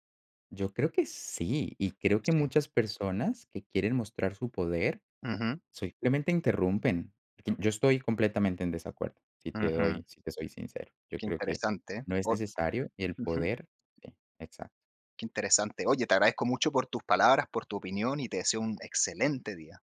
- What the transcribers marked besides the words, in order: none
- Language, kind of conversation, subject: Spanish, podcast, ¿Por qué interrumpimos tanto cuando hablamos?
- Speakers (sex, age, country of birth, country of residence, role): male, 30-34, Colombia, Netherlands, guest; male, 35-39, Dominican Republic, Germany, host